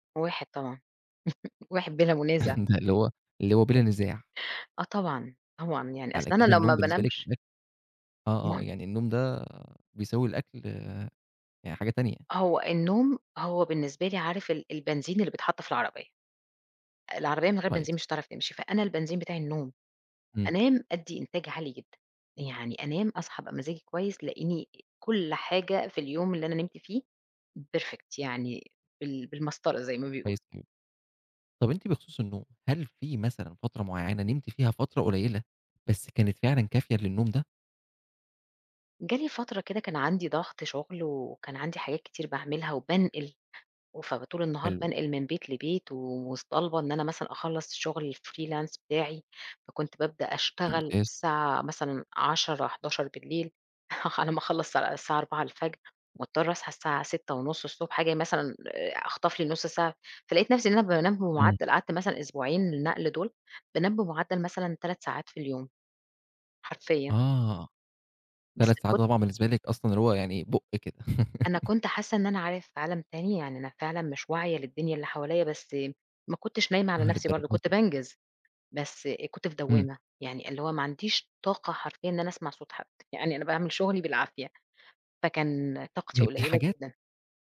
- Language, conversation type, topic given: Arabic, podcast, إزاي بتنظّم نومك عشان تحس بنشاط؟
- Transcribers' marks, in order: laugh; chuckle; unintelligible speech; unintelligible speech; in English: "perfect"; "ومطالبة" said as "مصطالبة"; in English: "الfreelance"; laughing while speaking: "على ما"; laugh; unintelligible speech